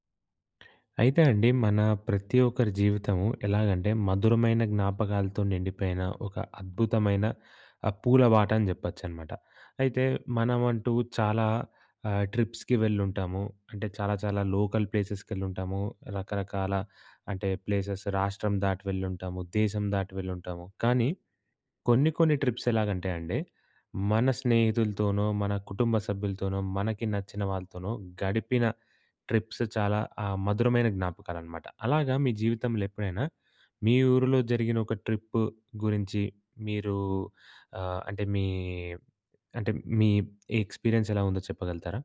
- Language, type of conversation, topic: Telugu, podcast, నీ ఊరికి వెళ్లినప్పుడు గుర్తుండిపోయిన ఒక ప్రయాణం గురించి చెప్పగలవా?
- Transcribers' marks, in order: other background noise; in English: "ట్రిప్స్‌కి"; in English: "లోకల్"; in English: "ప్లేసెస్"; in English: "ట్రిప్స్"; in English: "ట్రిప్స్"; in English: "ట్రిప్"; in English: "ఎక్స్పీరియన్స్"